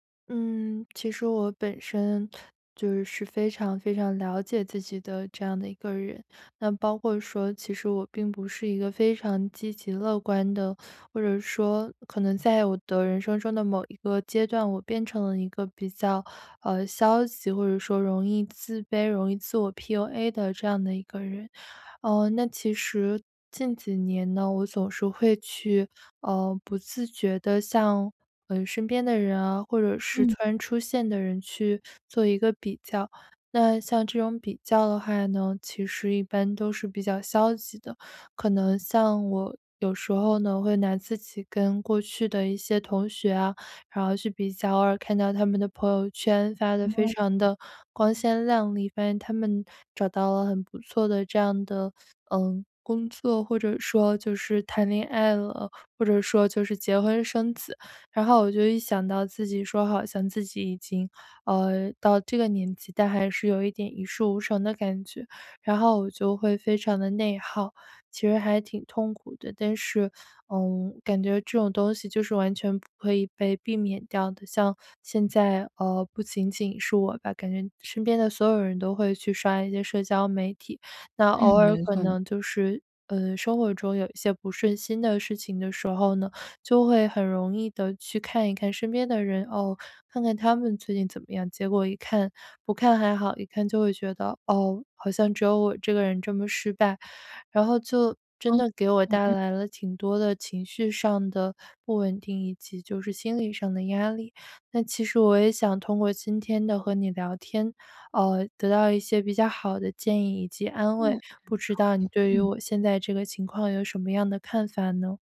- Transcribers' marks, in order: other background noise
- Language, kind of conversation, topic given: Chinese, advice, 我总是容易被消极比较影响情绪，该怎么做才能不让心情受影响？